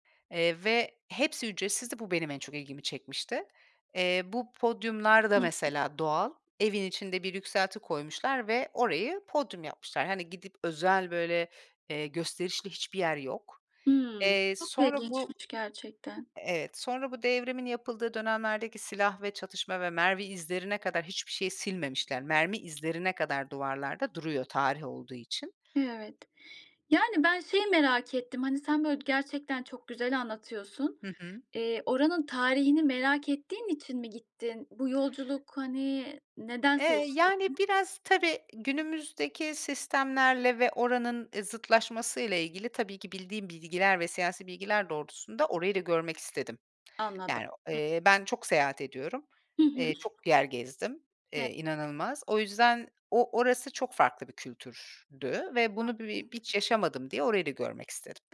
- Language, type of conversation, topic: Turkish, podcast, En unutulmaz seyahat deneyimini anlatır mısın?
- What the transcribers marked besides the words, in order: background speech; other background noise